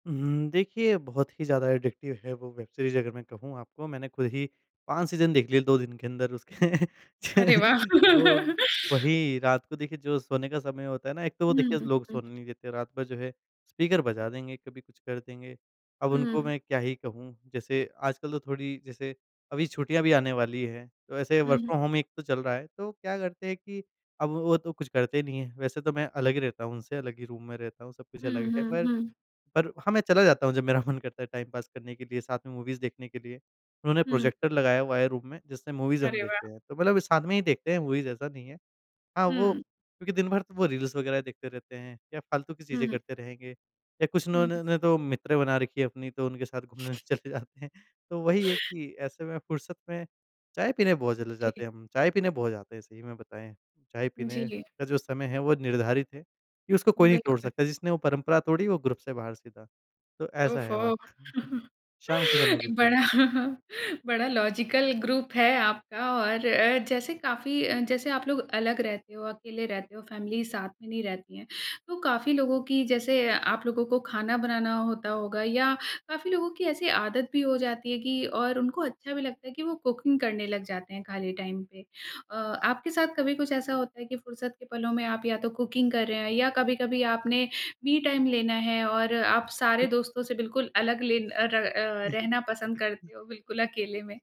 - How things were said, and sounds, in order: in English: "एडिक्टिव"; in English: "सीज़न"; laughing while speaking: "उसके"; laugh; in English: "वर्क फ्रॉम होम"; in English: "रूम"; laughing while speaking: "मेरा मन"; in English: "टाइम"; in English: "मूवीज़"; in English: "रूम"; in English: "मूवीज़"; in English: "मूवीज़"; in English: "रील्स"; tapping; laughing while speaking: "चले जाते हैं"; in English: "ग्रुप"; chuckle; laughing while speaking: "बड़ा"; chuckle; in English: "लॉजिकल ग्रुप"; in English: "फ़ैमिली"; in English: "कुकिंग"; in English: "टाइम"; in English: "कुकिंग"; in English: "मी टाइम"; chuckle
- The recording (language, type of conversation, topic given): Hindi, podcast, फुर्सत में आपको सबसे ज़्यादा क्या करना पसंद है?
- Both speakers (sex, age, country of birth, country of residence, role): female, 30-34, India, India, host; male, 25-29, India, India, guest